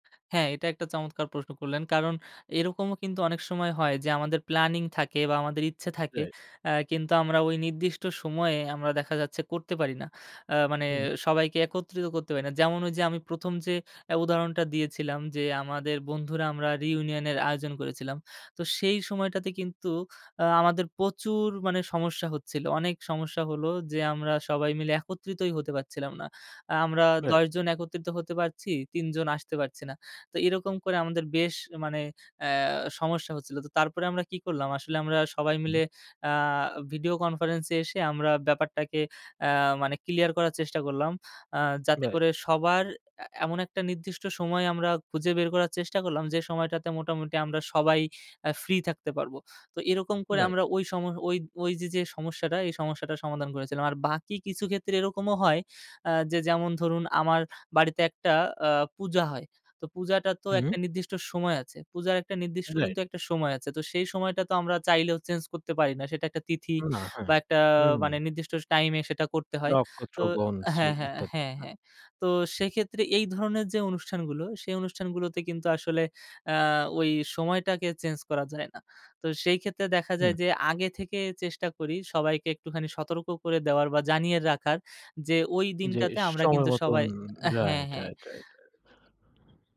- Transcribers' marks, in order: tapping
- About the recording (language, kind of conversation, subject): Bengali, podcast, সম্মিলিত খাবার বা আড্ডার গুরুত্ব আপনি কীভাবে দেখেন?